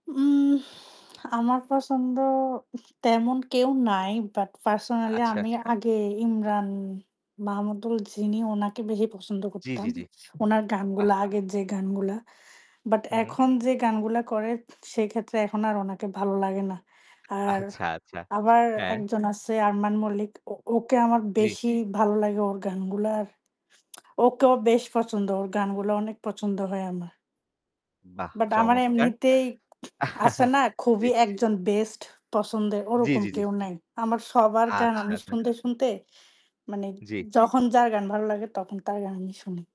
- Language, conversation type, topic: Bengali, unstructured, পুরোনো গান কি নতুন গানের চেয়ে ভালো?
- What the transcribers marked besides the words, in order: static; tapping; laughing while speaking: "আচ্ছা"; lip smack; other background noise; chuckle; bird